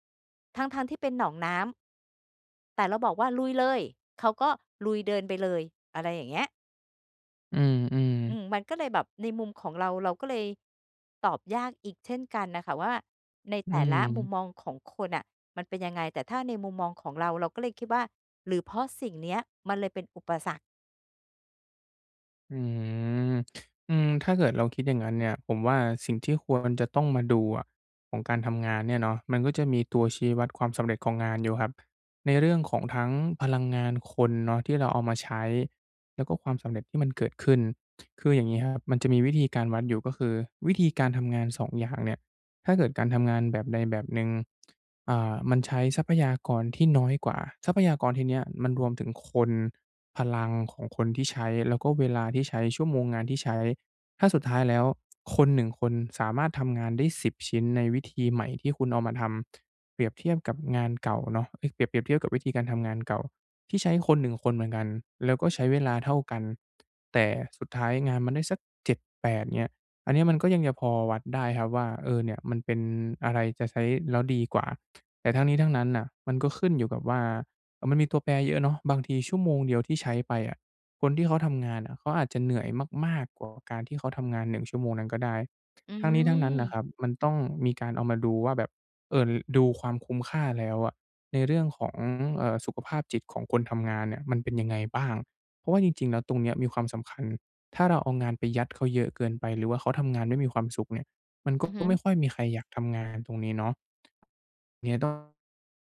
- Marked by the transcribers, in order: tapping; other background noise
- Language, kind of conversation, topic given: Thai, advice, จะทำอย่างไรให้คนในองค์กรเห็นความสำเร็จและผลงานของฉันมากขึ้น?